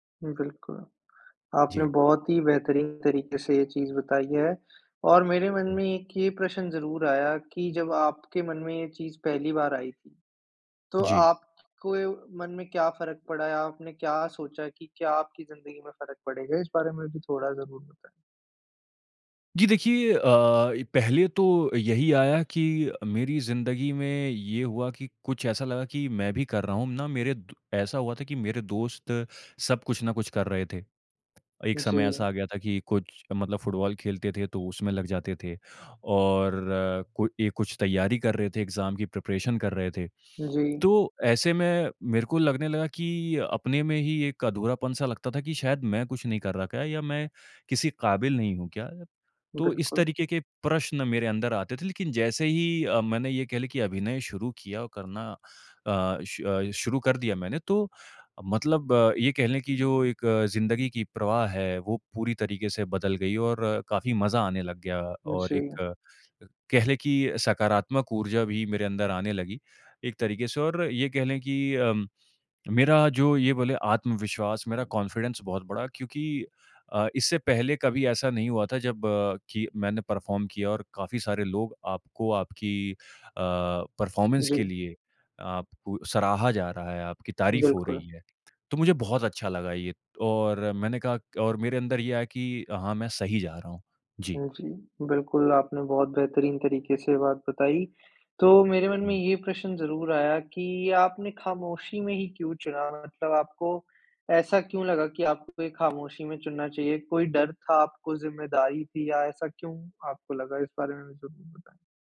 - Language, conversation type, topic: Hindi, podcast, क्या आप कोई ऐसा पल साझा करेंगे जब आपने खामोशी में कोई बड़ा फैसला लिया हो?
- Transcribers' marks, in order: in English: "एग्ज़ाम"; in English: "प्रिपरेशन"; in English: "कॉन्फिडेंस"; in English: "परफ़ॉर्म"; in English: "परफ़ॉर्मेंस"